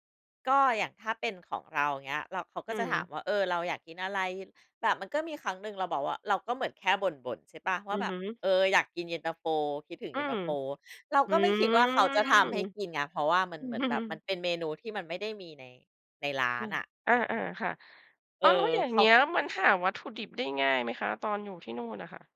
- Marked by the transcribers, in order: drawn out: "อืม"; laughing while speaking: "อืม"
- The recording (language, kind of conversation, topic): Thai, podcast, คุณจำเหตุการณ์ที่เคยได้รับความเมตตาได้ไหม?